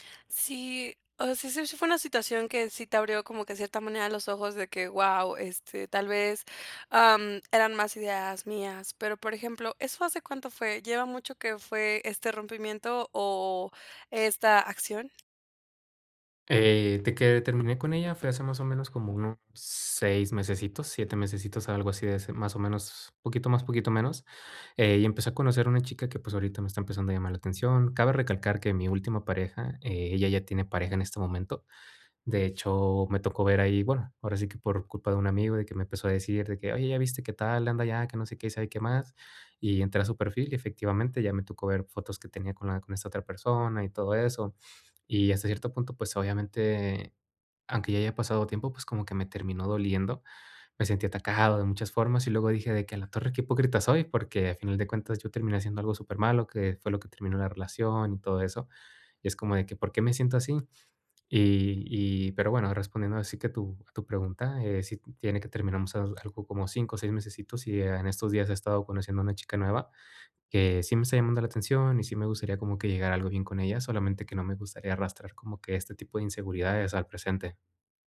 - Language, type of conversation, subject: Spanish, advice, ¿Cómo puedo aprender de mis errores sin culparme?
- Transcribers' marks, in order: tapping; other background noise